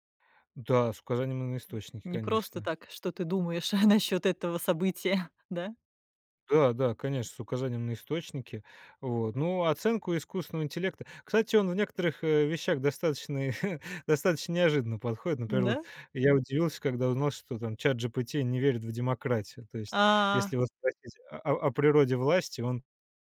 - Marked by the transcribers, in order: laughing while speaking: "насчёт этого события"; chuckle
- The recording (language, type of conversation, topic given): Russian, podcast, Что тебя чаще всего увлекает сильнее: книга, фильм или музыка?